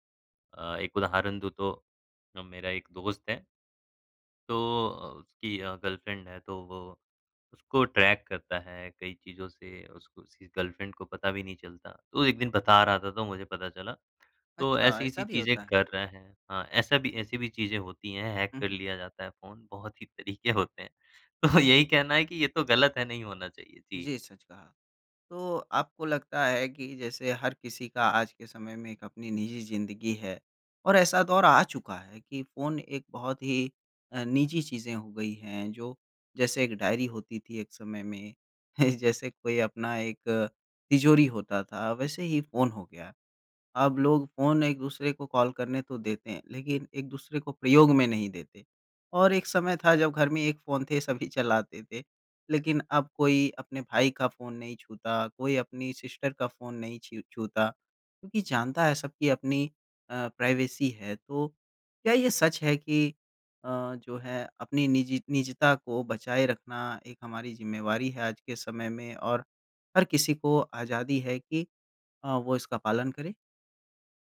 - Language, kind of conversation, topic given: Hindi, podcast, किसके फोन में झांकना कब गलत माना जाता है?
- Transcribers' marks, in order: in English: "गर्लफ्रेंड"; in English: "ट्रैक"; in English: "गर्लफ्रेंड"; tapping; laughing while speaking: "तो"; in English: "डायरी"; chuckle; laughing while speaking: "सभी"; in English: "सिस्टर"; in English: "प्राइवेसी"